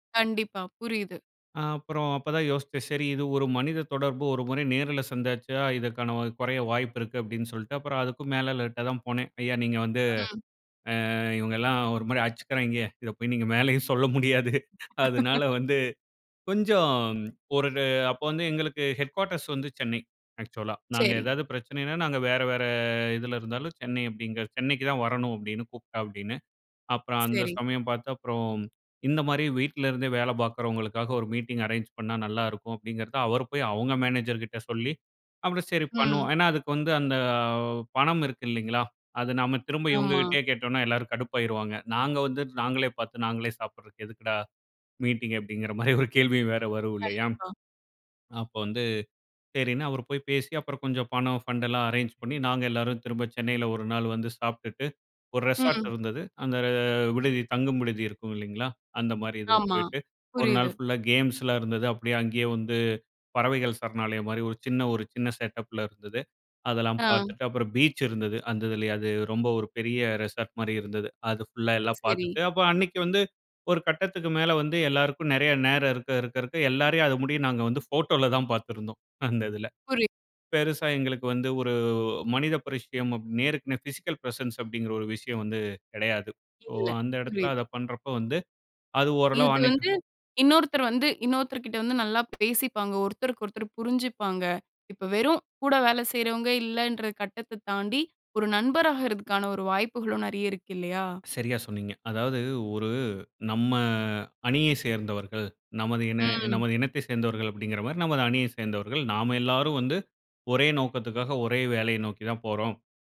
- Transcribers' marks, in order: "சந்திச்சா" said as "சந்தாச்சா"; "அடிச்சிக்கிறாங்கே" said as "அச்சுக்கிறாங்கே"; laughing while speaking: "நீங்க மேலயும் சொல்ல முடியாது"; laugh; in English: "ஹெட்குவார்டர்ஸ்"; in English: "ஆக்சுவலா"; laughing while speaking: "மாரி ஒரு கேள்வியும் வேற"; drawn out: "அந்த"
- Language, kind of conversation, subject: Tamil, podcast, குழுவில் ஒத்துழைப்பை நீங்கள் எப்படிப் ஊக்குவிக்கிறீர்கள்?